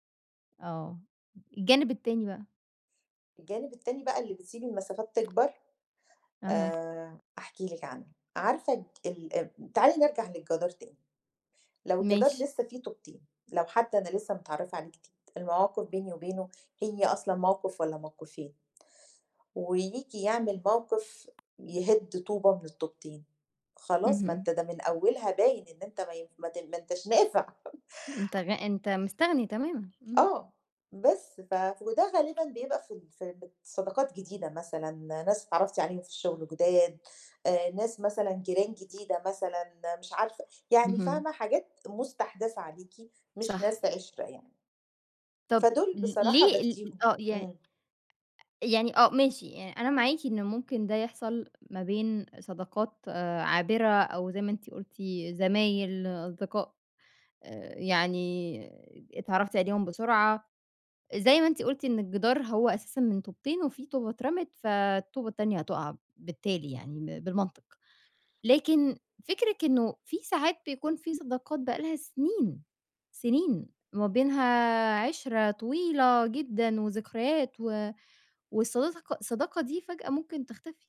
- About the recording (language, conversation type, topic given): Arabic, podcast, إمتى تسعى للمصالحة وإمتى تبقى المسافة أحسن؟
- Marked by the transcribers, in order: laugh; tapping; "والصداقة" said as "والصدتق"